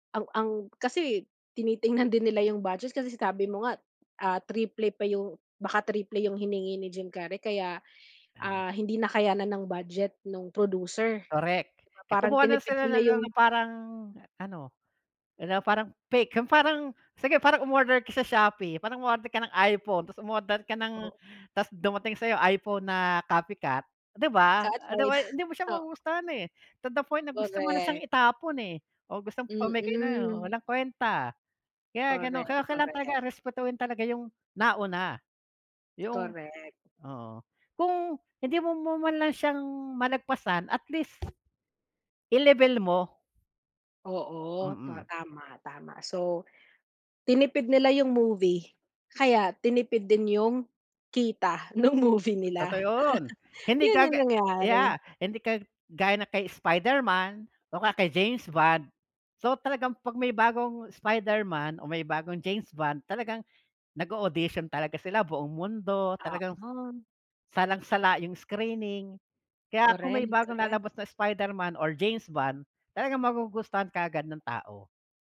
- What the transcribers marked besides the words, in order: other background noise; chuckle
- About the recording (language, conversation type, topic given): Filipino, podcast, Ano ang palagay mo sa mga bagong bersyon o muling pagsasapelikula ng mga lumang palabas?
- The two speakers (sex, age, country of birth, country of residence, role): female, 40-44, Philippines, Philippines, host; male, 50-54, Philippines, Philippines, guest